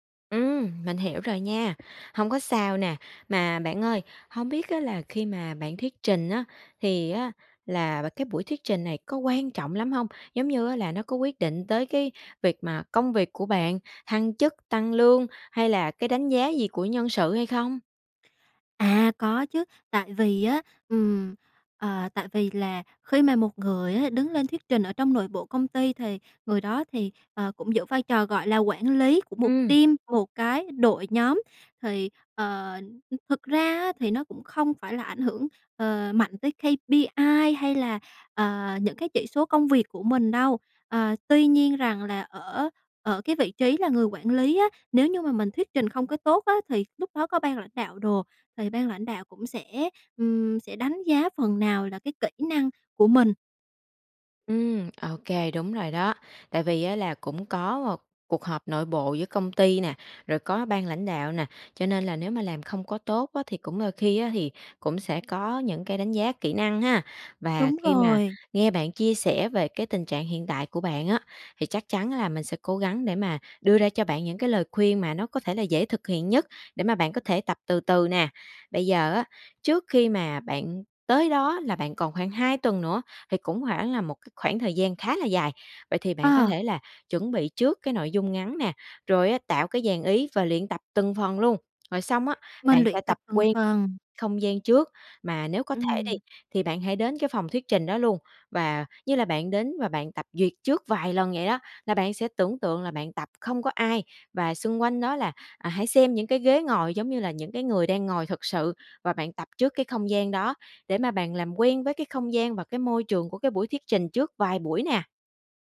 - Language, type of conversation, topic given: Vietnamese, advice, Làm thế nào để vượt qua nỗi sợ thuyết trình trước đông người?
- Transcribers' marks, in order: tapping; other background noise; in English: "team"; in English: "K-P-I"